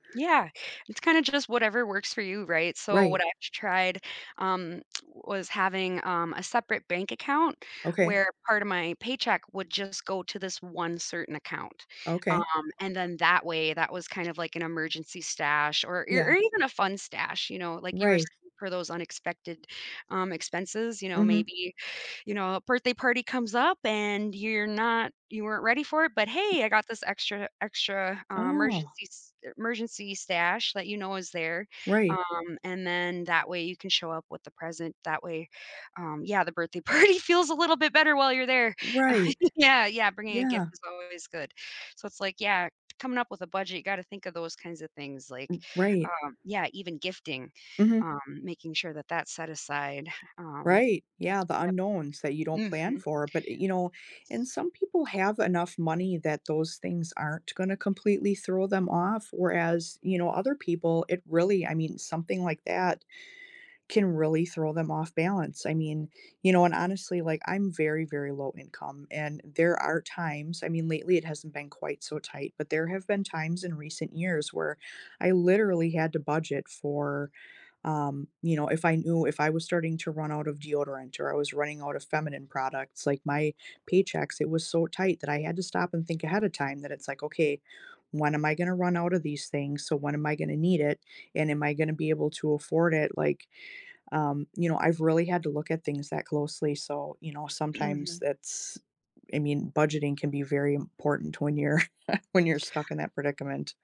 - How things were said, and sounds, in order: other background noise; tapping; laughing while speaking: "party"; laughing while speaking: "Uh, yeah"; chuckle
- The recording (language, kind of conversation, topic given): English, unstructured, How can I create the simplest budget?